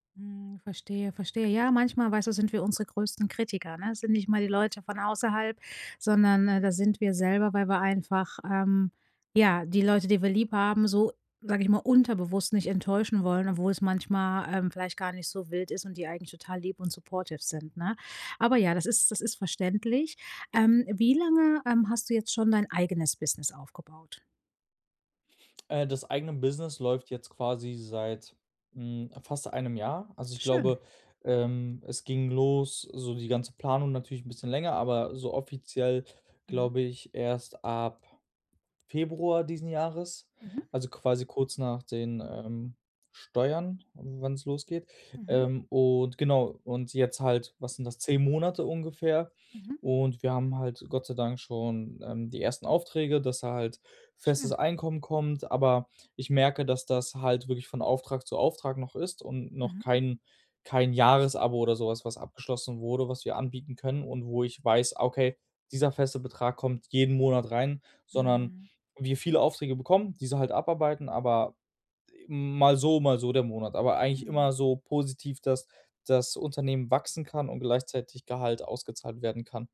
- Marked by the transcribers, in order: tapping; in English: "supportive"
- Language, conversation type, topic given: German, advice, Wie kann ich mit Rückschlägen umgehen und meinen Ruf schützen?
- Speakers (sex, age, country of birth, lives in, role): female, 35-39, Germany, Netherlands, advisor; male, 25-29, Germany, Germany, user